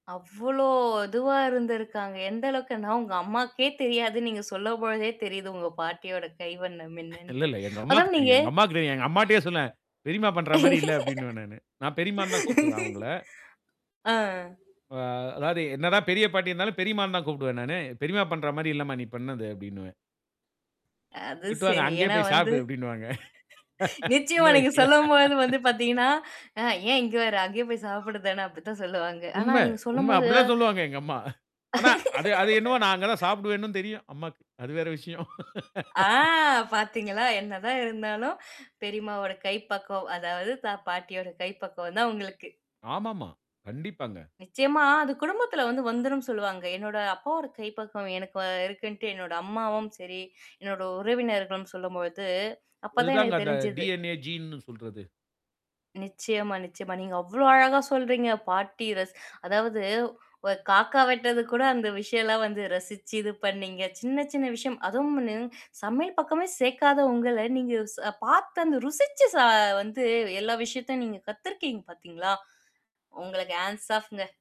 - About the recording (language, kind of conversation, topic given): Tamil, podcast, உங்கள் தாத்தா அல்லது பாட்டியின் சமையல் குறிப்பைப் பற்றி உங்களுக்கு என்ன நினைவுகள் உள்ளன?
- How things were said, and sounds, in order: drawn out: "அவ்ளோ"; other background noise; static; laugh; tapping; laughing while speaking: "அது சரி. ஏன்னா வந்து நிச்சயமா … அப்பிடி தான் சொல்லுவாங்க"; laughing while speaking: "அங்கேயே போய் சாப்பிடு அப்பிடின்னுவாங்க. சின்ன வயசுல"; laugh; other noise; laughing while speaking: "உண்ம அப்பிடி தான் சொல்வாங்க எங்க … அது வேறு விஷயம்"; laugh; laughing while speaking: "ஆ பாத்தீங்களா, என்னதான் இருந்தாலும், பெரியம்மாவோட … பக்குவம் தான் உங்களுக்கு"; in English: "டி-என்-ஏ, ஜீன்னு"; in English: "ஹேண்ட்ஸ் ஆஃப்ங்க"